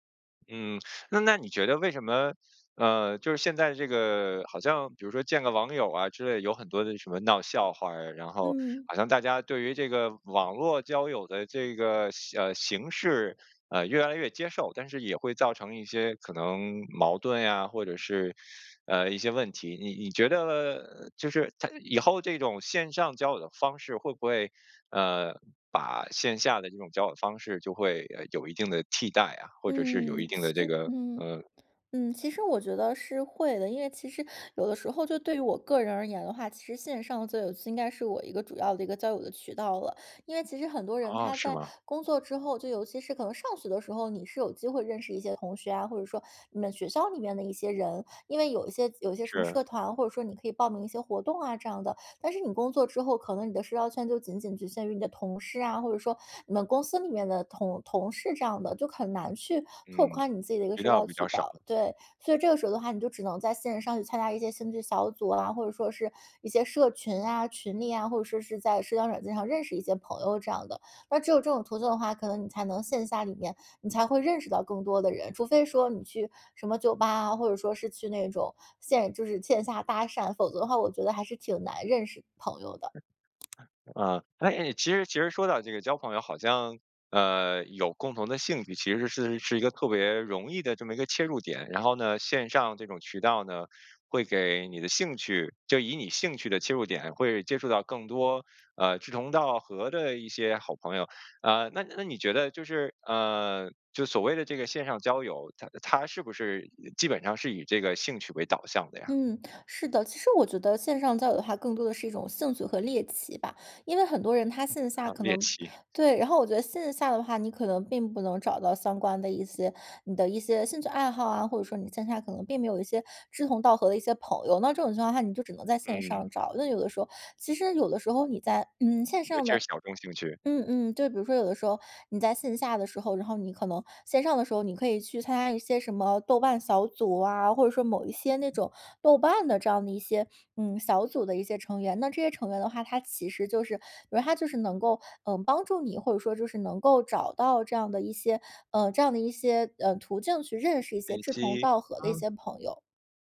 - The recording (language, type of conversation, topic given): Chinese, podcast, 你怎么看待线上交友和线下交友？
- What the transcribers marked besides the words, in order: laugh; other background noise; unintelligible speech